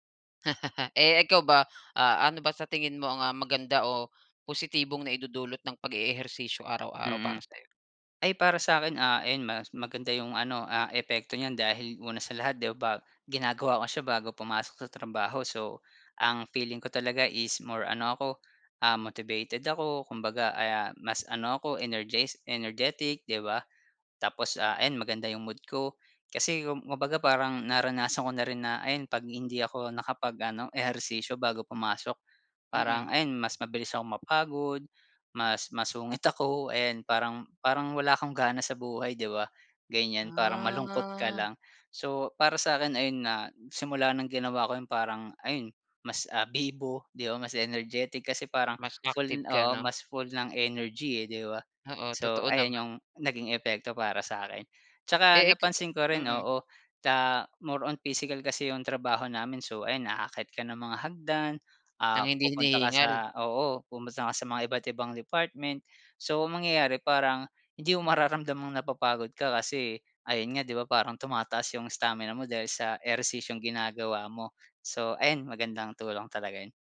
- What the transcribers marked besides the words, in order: laugh; tapping; chuckle; in English: "stamina"
- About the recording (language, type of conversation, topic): Filipino, podcast, Ano ang paborito mong paraan ng pag-eehersisyo araw-araw?